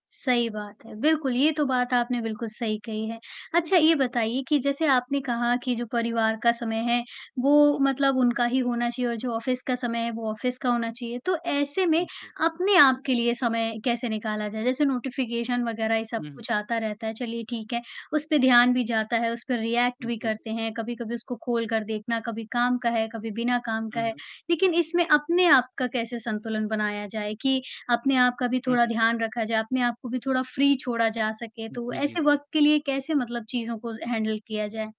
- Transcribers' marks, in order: static; distorted speech; in English: "ऑफ़िस"; in English: "ऑफ़िस"; in English: "नोटिफ़िकेशन"; in English: "रिएक्ट"; in English: "फ्री"; in English: "हैंडल"
- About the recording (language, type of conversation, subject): Hindi, podcast, नोटिफ़िकेशन आपके ध्यान पर कैसे असर डालते हैं?